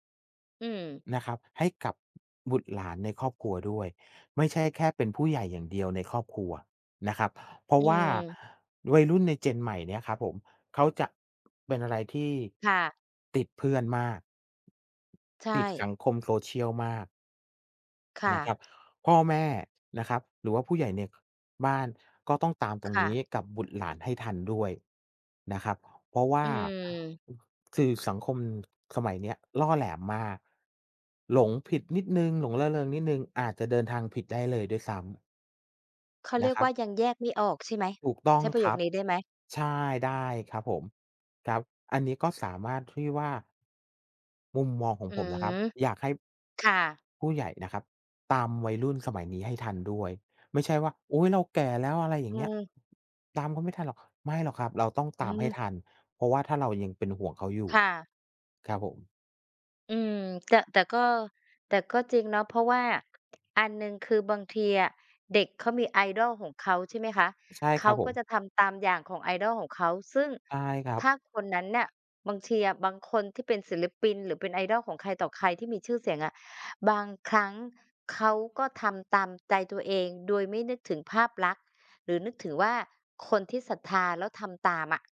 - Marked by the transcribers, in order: other noise; tapping
- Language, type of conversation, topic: Thai, unstructured, คุณคิดอย่างไรกับการเปลี่ยนแปลงของครอบครัวในยุคปัจจุบัน?